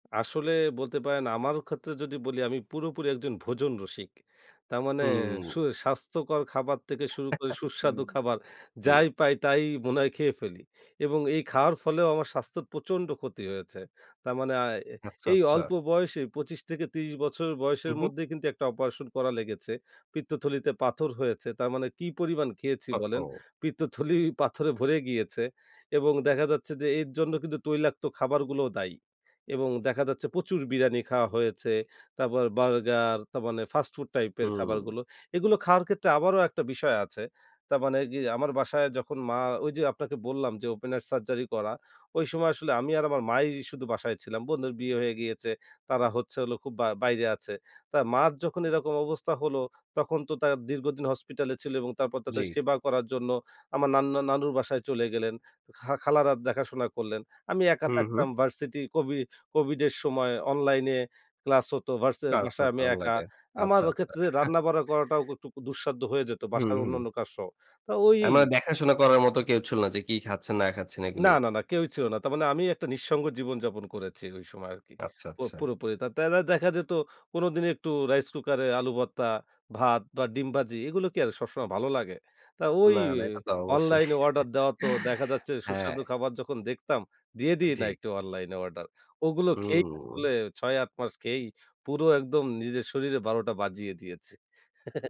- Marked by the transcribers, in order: chuckle; laughing while speaking: "পিত্তথলি পাথরে ভরে গিয়েছে"; "তার মানে" said as "তামানে"; "তারমানে" said as "তামানে"; other background noise; chuckle; "তারমানে" said as "তামানে"; chuckle; chuckle
- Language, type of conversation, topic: Bengali, podcast, বাজারে যাওয়ার আগে খাবারের তালিকা ও কেনাকাটার পরিকল্পনা কীভাবে করেন?